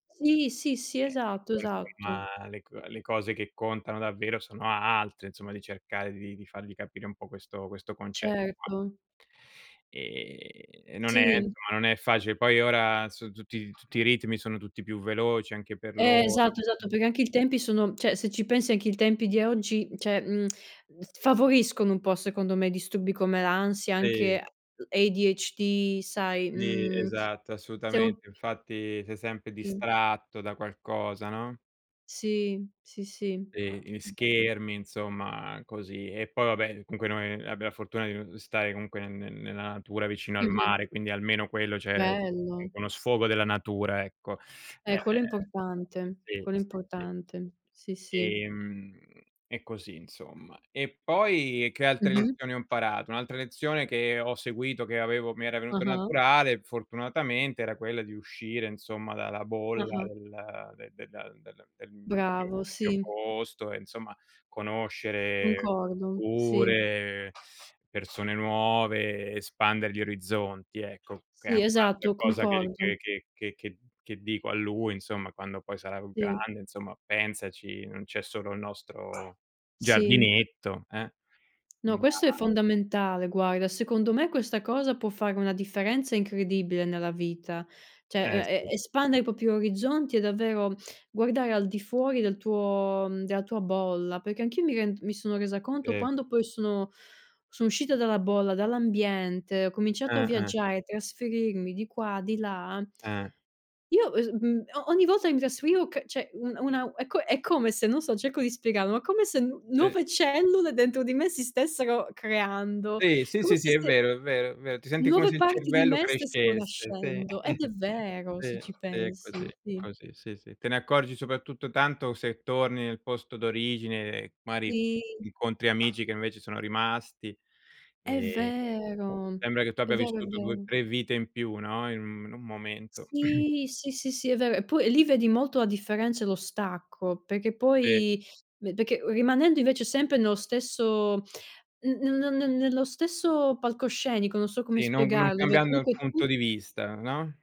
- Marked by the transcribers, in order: "insomma" said as "insoma"; tapping; unintelligible speech; tsk; put-on voice: "ADHD"; in English: "ADHD"; unintelligible speech; other background noise; unintelligible speech; "cioè" said as "ceh"; dog barking; "cioè" said as "ceh"; "propri" said as "popi"; "cioè" said as "ceh"; chuckle; throat clearing
- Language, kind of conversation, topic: Italian, unstructured, Qual è stata una lezione importante che hai imparato da giovane?